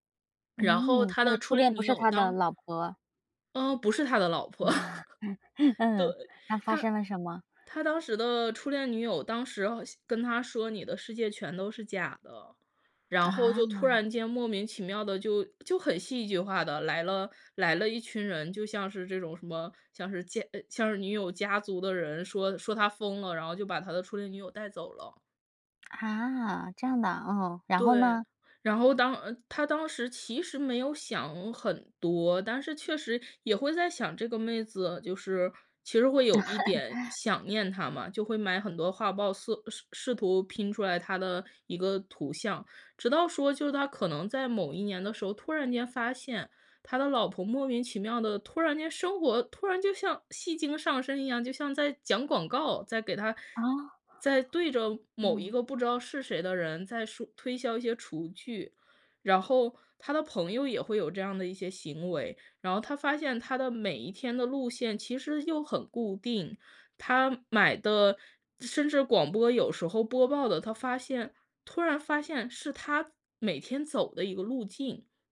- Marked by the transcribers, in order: chuckle; laughing while speaking: "老婆。对"; tapping; laugh
- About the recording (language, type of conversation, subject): Chinese, podcast, 你最喜欢的一部电影是哪一部？